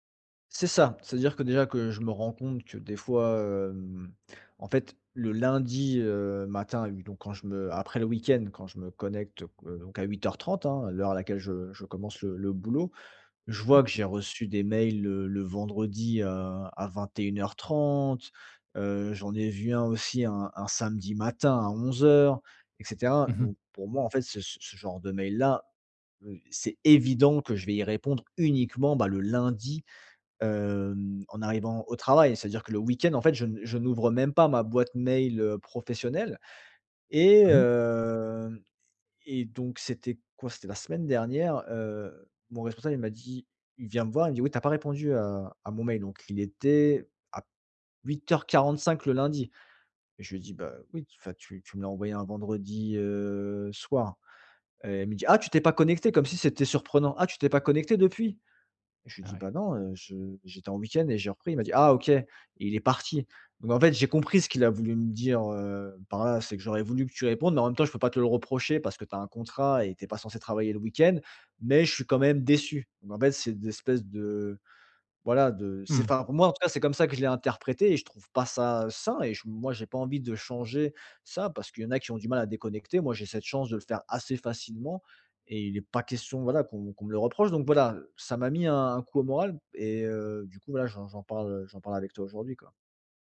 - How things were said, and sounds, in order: stressed: "évident"; stressed: "uniquement"; drawn out: "hem"
- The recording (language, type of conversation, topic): French, advice, Comment poser des limites claires entre mon travail et ma vie personnelle sans culpabiliser ?